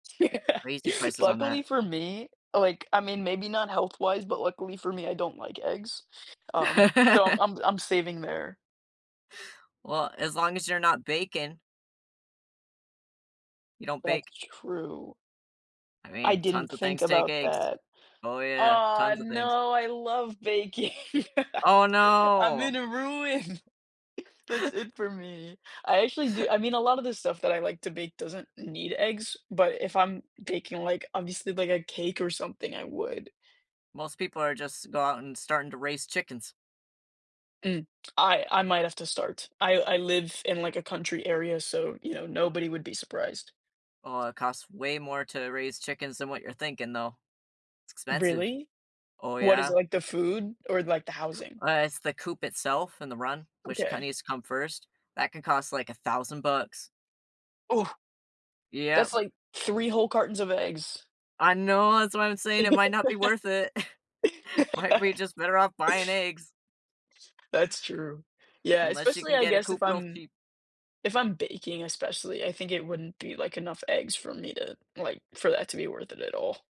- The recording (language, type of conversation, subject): English, unstructured, How important is language in shaping our ability to connect and adapt to others?
- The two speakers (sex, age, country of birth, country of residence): male, 20-24, United States, United States; male, 30-34, United States, United States
- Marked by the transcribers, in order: laughing while speaking: "Yeah"; laugh; laughing while speaking: "baking. I'm in a ruin"; chuckle; other background noise; laugh; chuckle